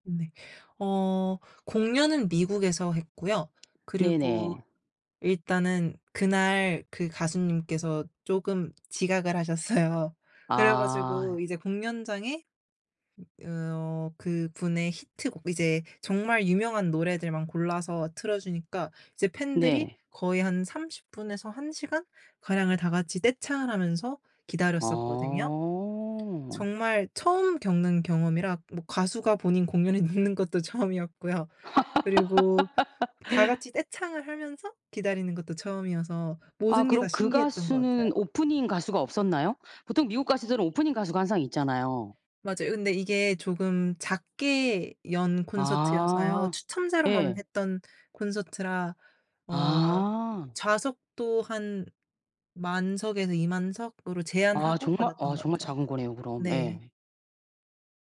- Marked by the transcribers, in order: other background noise; laughing while speaking: "하셨어요"; tapping; laughing while speaking: "늦는 것도 처음이었고요"; laugh
- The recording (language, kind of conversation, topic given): Korean, podcast, 콘서트에서 가장 인상 깊었던 순간은 언제였나요?